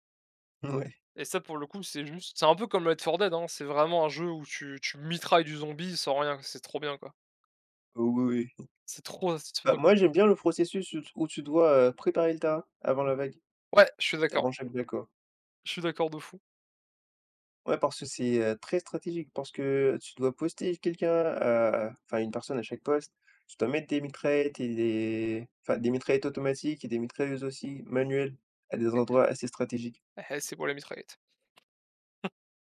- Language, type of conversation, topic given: French, unstructured, Qu’est-ce qui te frustre le plus dans les jeux vidéo aujourd’hui ?
- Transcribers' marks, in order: laughing while speaking: "Ouais"; stressed: "mitrailles"; tapping; unintelligible speech; chuckle